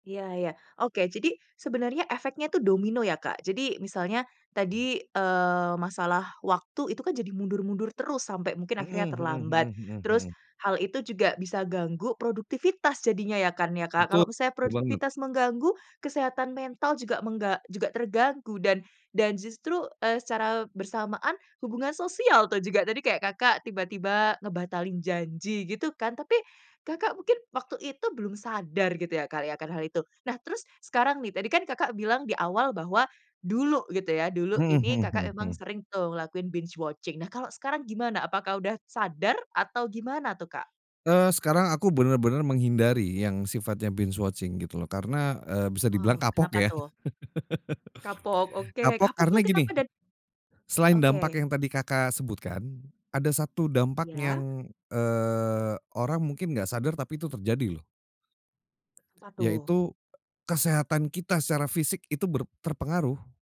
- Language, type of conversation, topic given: Indonesian, podcast, Apa pendapatmu tentang fenomena menonton maraton belakangan ini?
- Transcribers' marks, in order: other background noise; in English: "binge watching"; in English: "binge watching"; laugh; tapping